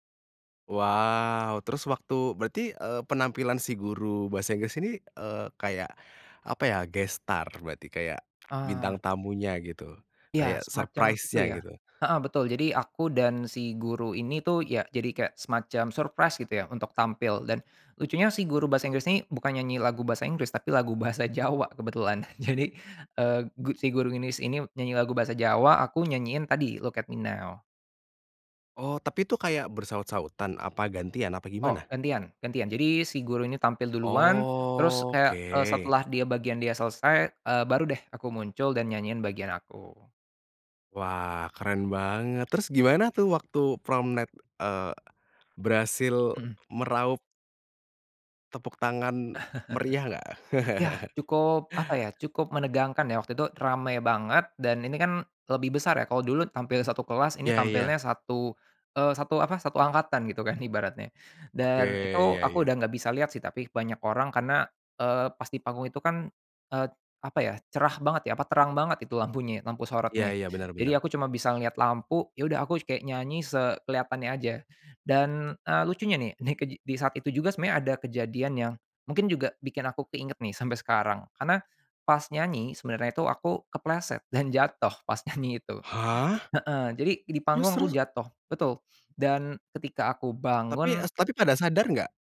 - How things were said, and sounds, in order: in English: "guest star"; in English: "surprise-nya"; in English: "surprise"; laughing while speaking: "bahasa Jawa kebetulan"; drawn out: "Oke"; laugh; laugh; laughing while speaking: "ibaratnya"; surprised: "Hah?"; laughing while speaking: "jatuh pas nyanyi itu"
- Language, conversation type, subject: Indonesian, podcast, Lagu apa yang membuat kamu merasa seperti pulang atau merasa nyaman?